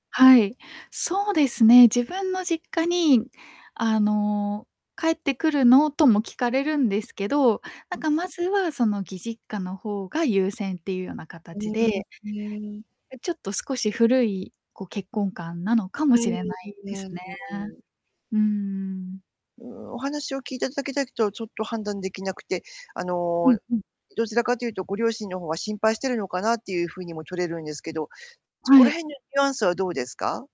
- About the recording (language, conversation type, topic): Japanese, advice, 家族からのプレッシャー（性別や文化的な期待）にどう向き合えばよいですか？
- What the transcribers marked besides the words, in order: other background noise; distorted speech